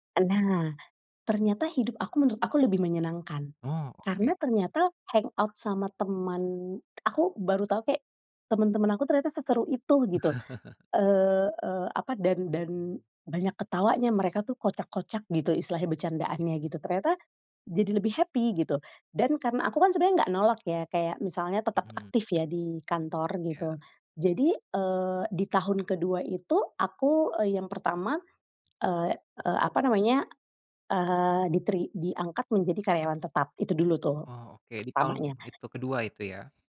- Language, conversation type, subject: Indonesian, podcast, Bagaimana kita menyeimbangkan ambisi dan kualitas hidup saat mengejar kesuksesan?
- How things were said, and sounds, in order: in English: "hangout"; chuckle; other background noise; in English: "happy"